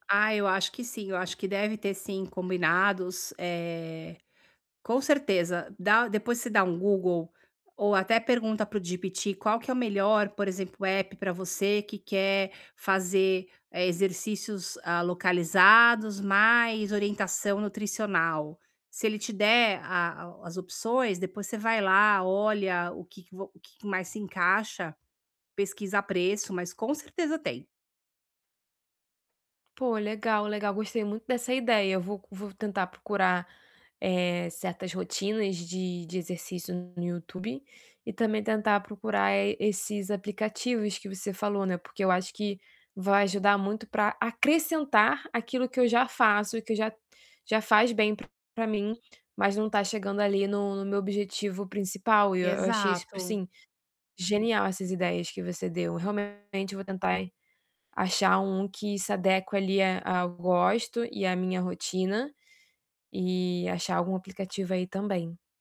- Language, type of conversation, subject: Portuguese, advice, Como posso superar a estagnação no meu treino com uma mentalidade e estratégias motivacionais eficazes?
- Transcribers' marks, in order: tapping; put-on voice: "GPT"; distorted speech